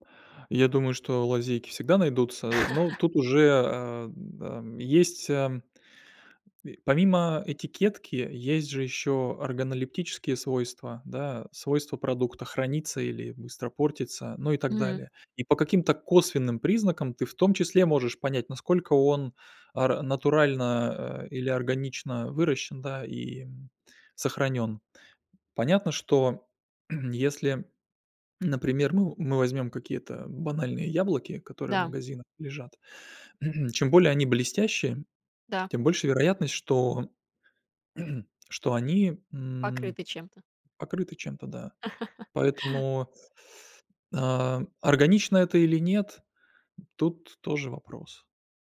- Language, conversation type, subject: Russian, podcast, Как отличить настоящее органическое от красивой этикетки?
- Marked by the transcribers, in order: laugh; other noise; throat clearing; throat clearing; throat clearing; laugh; teeth sucking